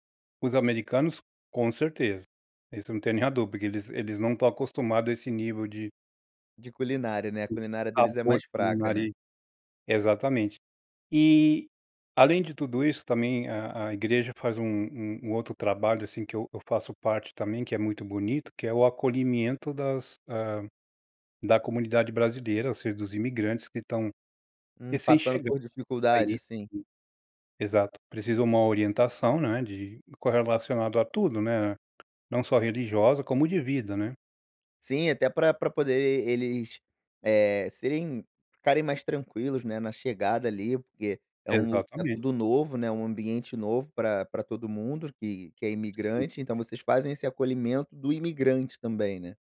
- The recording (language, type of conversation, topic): Portuguese, podcast, Como a comida une as pessoas na sua comunidade?
- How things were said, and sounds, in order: other background noise